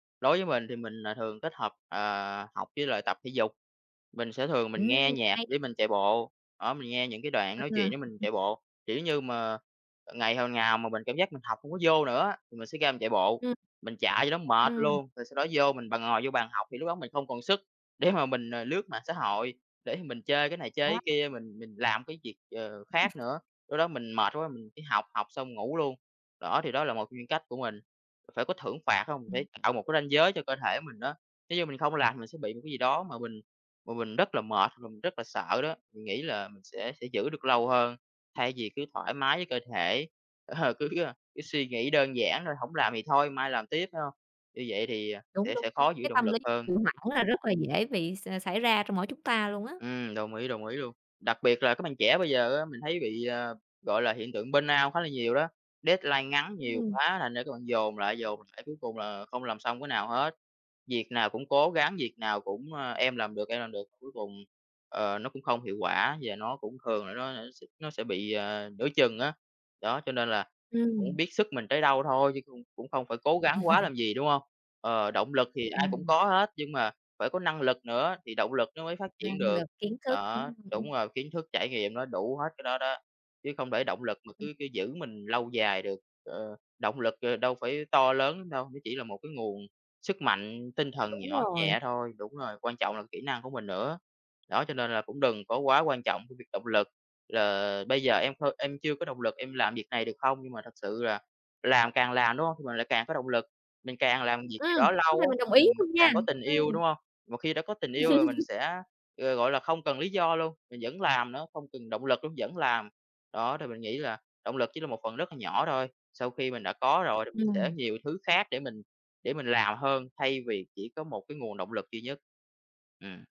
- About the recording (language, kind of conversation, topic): Vietnamese, podcast, Bạn có bí quyết nào để giữ động lực học tập lâu dài không?
- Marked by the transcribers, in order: unintelligible speech; other background noise; laughing while speaking: "để"; tapping; laughing while speaking: "ờ, cứ"; in English: "Burnout"; in English: "deadline"; laugh; laugh